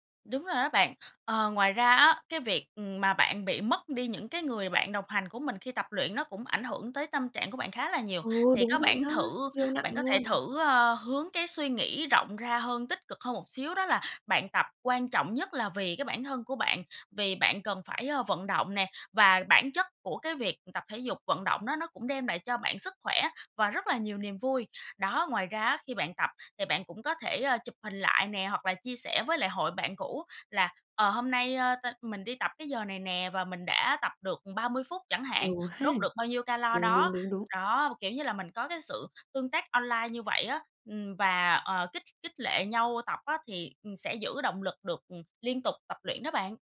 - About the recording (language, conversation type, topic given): Vietnamese, advice, Làm thế nào để lấy lại động lực tập thể dục hàng tuần?
- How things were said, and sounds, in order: tapping; in English: "online"